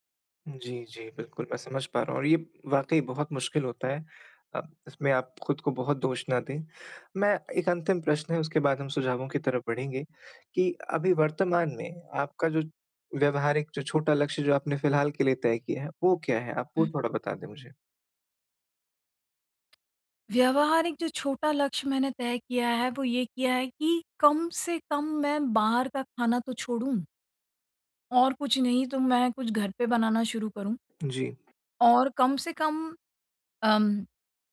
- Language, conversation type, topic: Hindi, advice, पुरानी आदतों को धीरे-धीरे बदलकर नई आदतें कैसे बना सकता/सकती हूँ?
- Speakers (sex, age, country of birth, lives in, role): female, 45-49, India, India, user; male, 25-29, India, India, advisor
- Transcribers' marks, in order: none